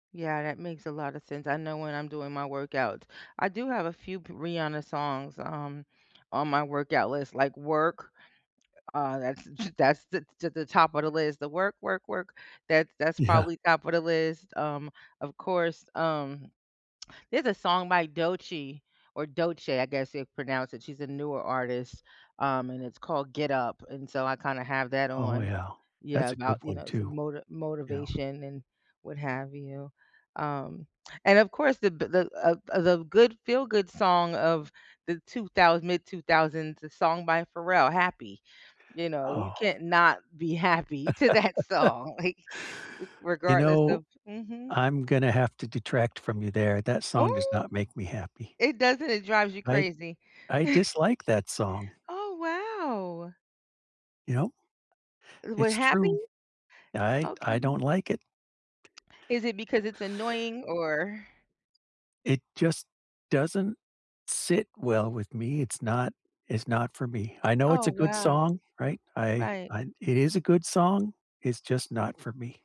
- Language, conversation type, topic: English, unstructured, What song instantly puts you in a good mood?
- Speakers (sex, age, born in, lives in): female, 50-54, United States, United States; male, 55-59, United States, United States
- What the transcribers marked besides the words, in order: laughing while speaking: "Yeah"; tapping; laugh; laughing while speaking: "to that song"; chuckle; other background noise